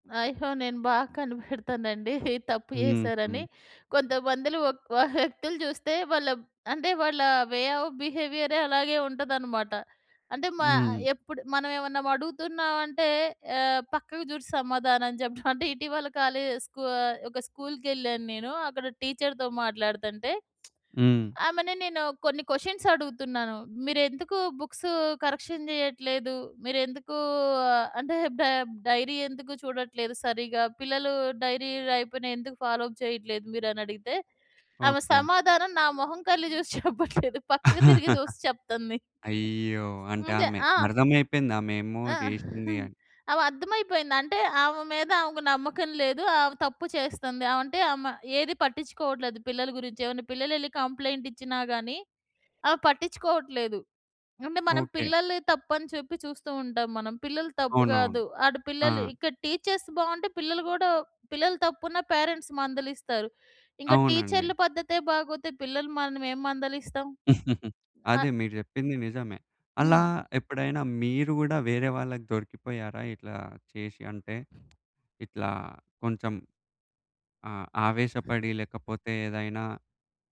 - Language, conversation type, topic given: Telugu, podcast, కళ్ల సంకేతాలను ఎలా అర్థం చేసుకోవాలి?
- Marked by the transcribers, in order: in English: "వే ఆఫ్"; in English: "కాలేజ్"; lip smack; in English: "కరెక్షన్"; in English: "ఫాలో అప్"; laughing while speaking: "చెప్పట్లేదు"; laugh; other background noise; chuckle; in English: "పేరెంట్స్"; chuckle; tapping